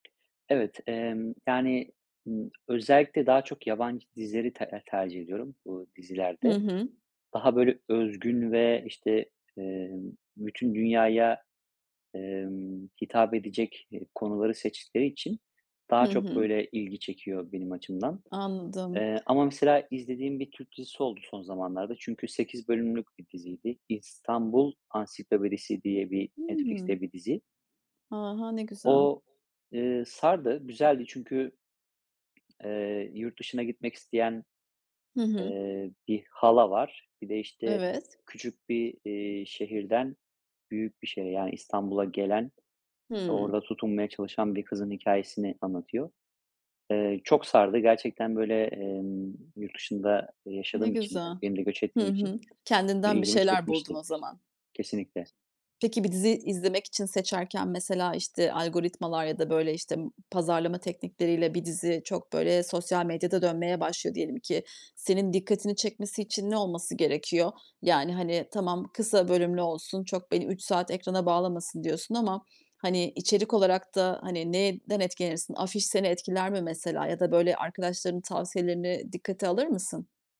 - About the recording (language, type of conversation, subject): Turkish, podcast, Sence dizi izleme alışkanlıklarımız zaman içinde nasıl değişti?
- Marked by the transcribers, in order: tapping; other background noise; background speech